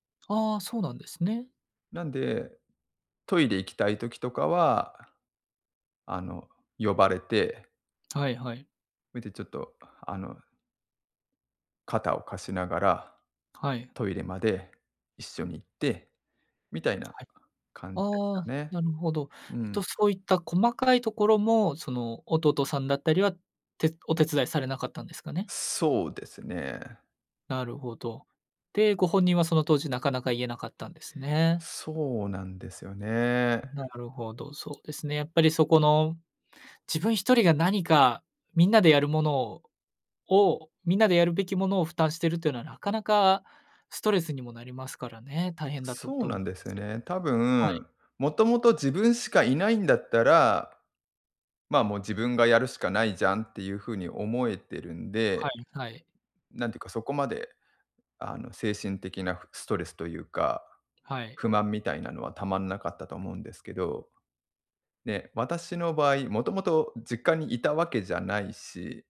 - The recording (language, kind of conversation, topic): Japanese, advice, 介護の負担を誰が担うかで家族が揉めている
- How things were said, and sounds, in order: none